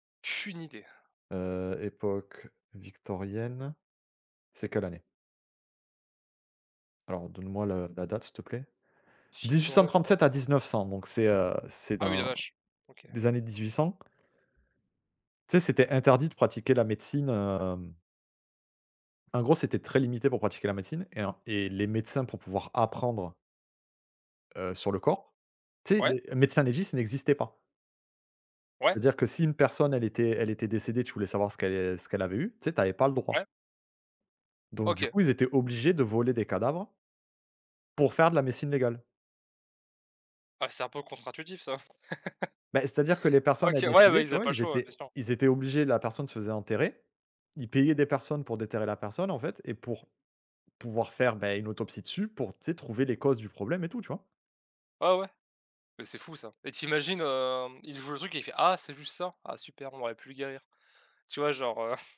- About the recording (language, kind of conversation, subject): French, unstructured, Qu’est-ce qui te choque dans certaines pratiques médicales du passé ?
- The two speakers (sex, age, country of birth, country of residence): male, 20-24, France, France; male, 35-39, France, France
- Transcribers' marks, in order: other background noise; laugh; chuckle